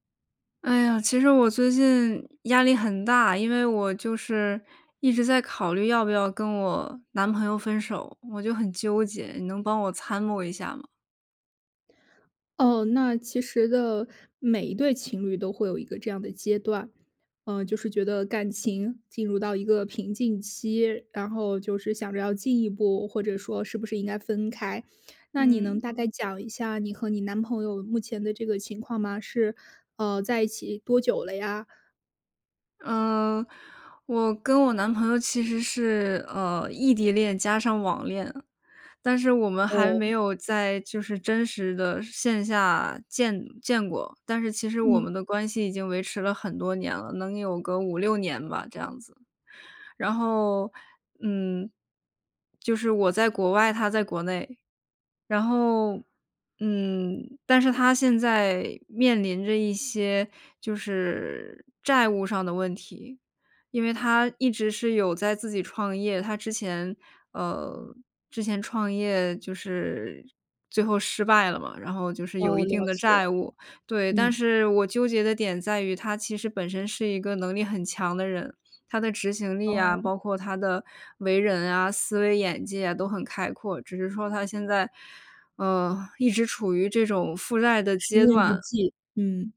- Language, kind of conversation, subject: Chinese, advice, 考虑是否该提出分手或继续努力
- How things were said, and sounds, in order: other background noise